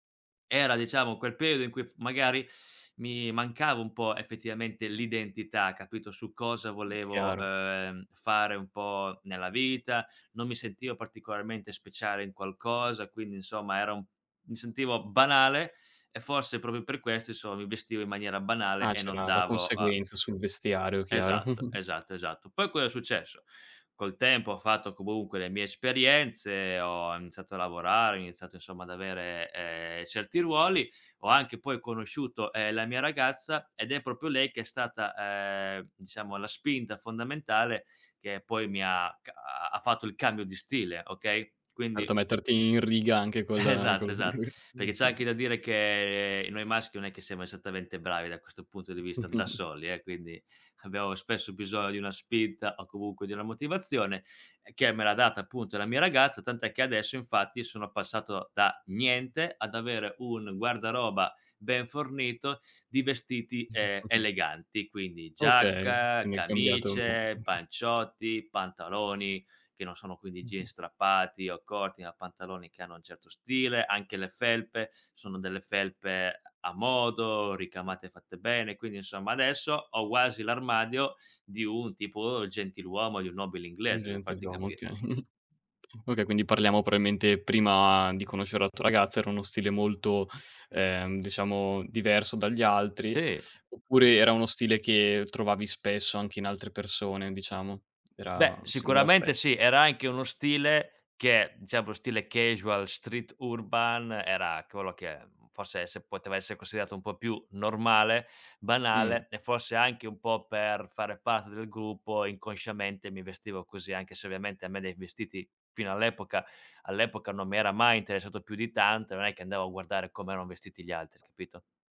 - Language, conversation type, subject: Italian, podcast, Come è cambiato il tuo stile nel tempo?
- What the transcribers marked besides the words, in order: "periodo" said as "peiodo"; chuckle; tapping; "proprio" said as "propo"; other background noise; drawn out: "ha"; laughing while speaking: "Esatto"; chuckle; laughing while speaking: "sì, col"; drawn out: "che"; chuckle; "bisogno" said as "bisono"; chuckle; "quasi" said as "uasi"; "gentiluomo" said as "gentildomo"; chuckle; "probabilmente" said as "proailmente"; "cioè" said as "ceh"